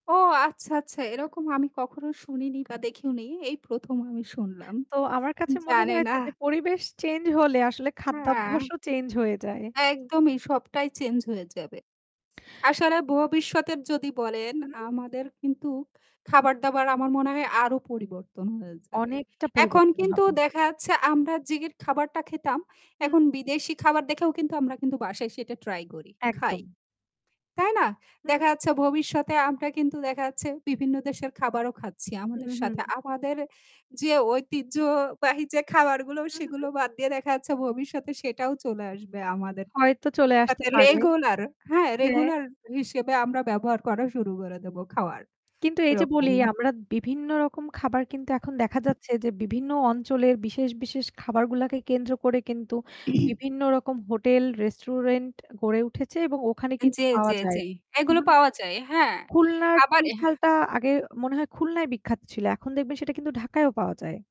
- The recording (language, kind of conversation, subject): Bengali, unstructured, ভবিষ্যতে আমাদের খাদ্যাভ্যাস কীভাবে পরিবর্তিত হতে পারে বলে আপনি মনে করেন?
- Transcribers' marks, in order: other background noise; static; "রেগুলার" said as "লেগুলার"; throat clearing; distorted speech